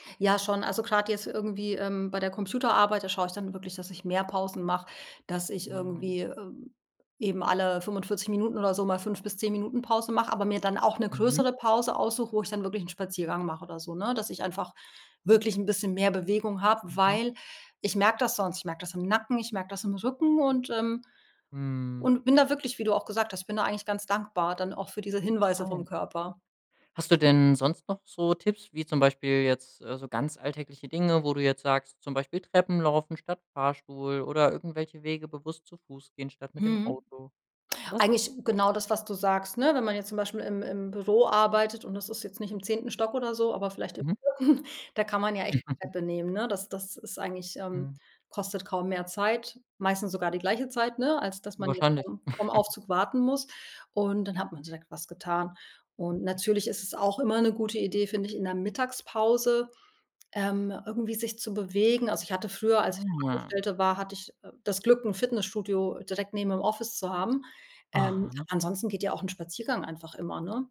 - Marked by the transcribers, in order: laughing while speaking: "vierten"; giggle; chuckle
- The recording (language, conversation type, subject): German, podcast, Wie baust du kleine Bewegungseinheiten in den Alltag ein?